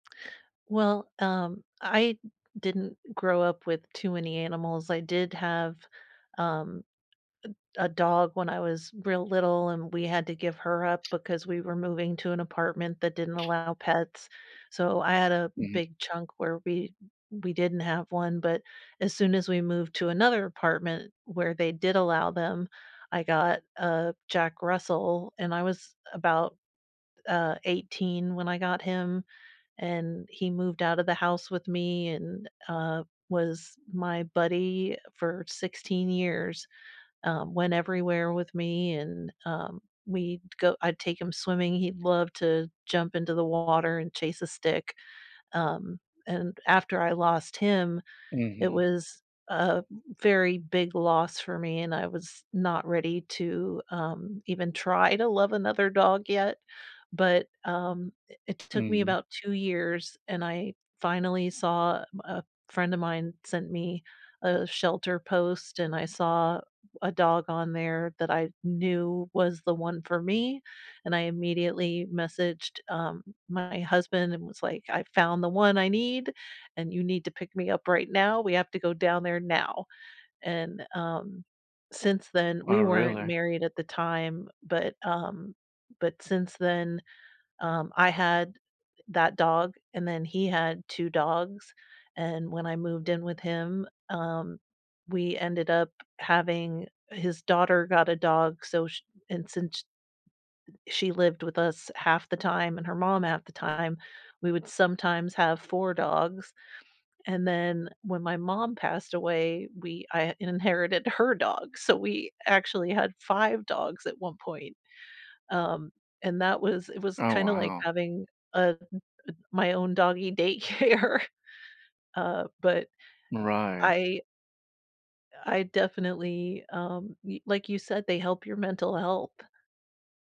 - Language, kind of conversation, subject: English, unstructured, How are animals part of your daily life and relationships these days?
- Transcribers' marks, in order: tapping; other background noise; laughing while speaking: "daycare"